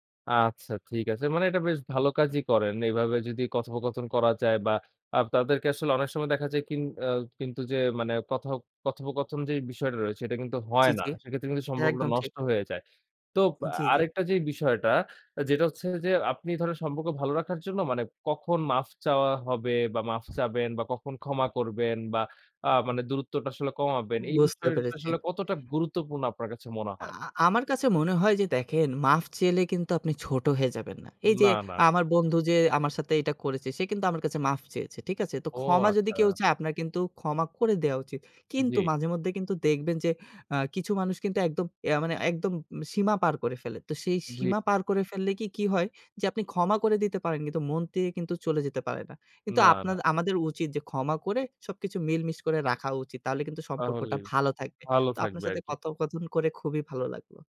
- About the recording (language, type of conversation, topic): Bengali, podcast, মানুষের সঙ্গে সম্পর্ক ভালো করার আপনার কৌশল কী?
- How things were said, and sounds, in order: other background noise; "এভাবে" said as "এবাবে"; tapping; "সম্পর্ক" said as "সম্পক্ক"; "চাইলে" said as "চেলে"; "থেকে" said as "তেকে"; "তাহলে" said as "তাঅলে"